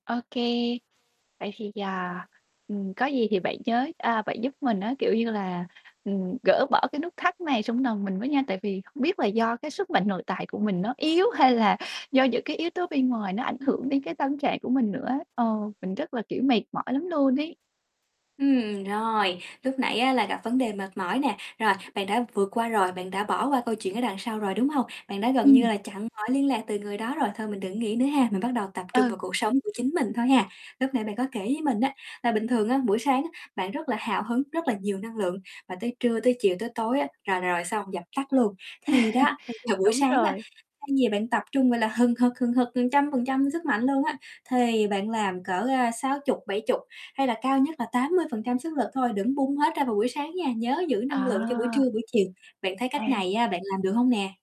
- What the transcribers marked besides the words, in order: other background noise; laughing while speaking: "hay là"; static; tapping; distorted speech; laugh
- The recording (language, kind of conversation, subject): Vietnamese, advice, Làm sao để giữ năng lượng ổn định suốt cả ngày mà không mệt?